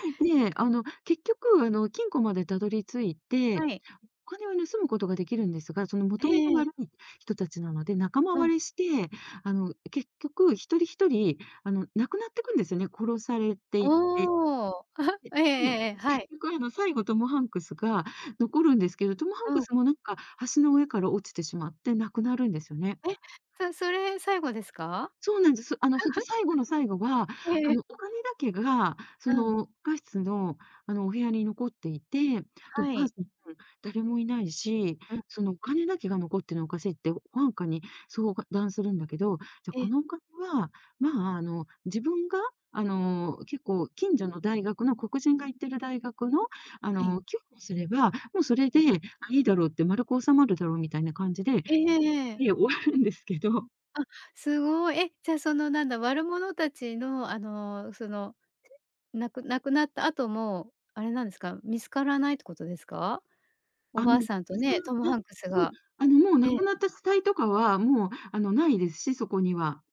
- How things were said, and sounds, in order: giggle; laugh; laughing while speaking: "終わるんですけど"; other background noise
- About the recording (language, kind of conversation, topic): Japanese, podcast, 好きな映画の悪役で思い浮かぶのは誰ですか？